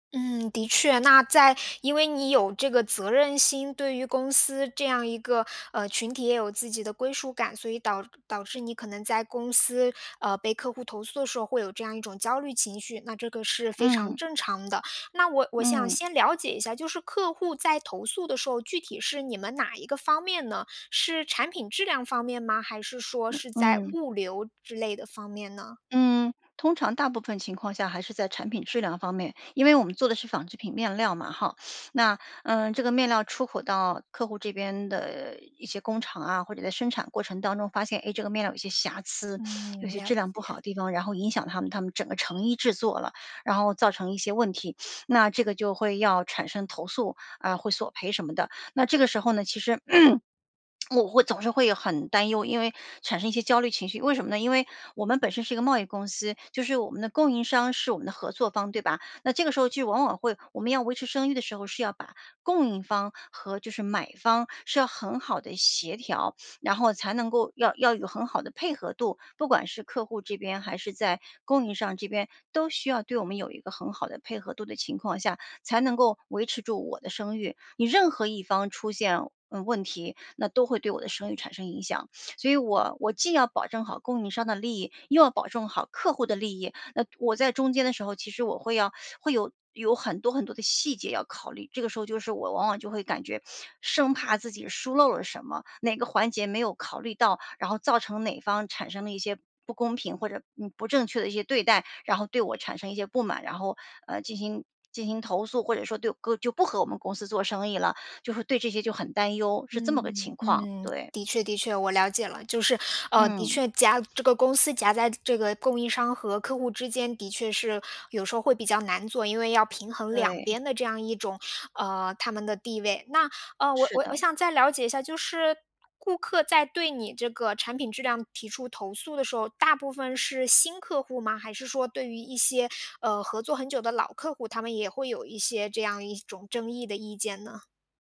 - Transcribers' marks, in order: other background noise; sniff; sniff; throat clearing; sniff; sniff; sniff
- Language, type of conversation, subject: Chinese, advice, 客户投诉后我该如何应对并降低公司声誉受损的风险？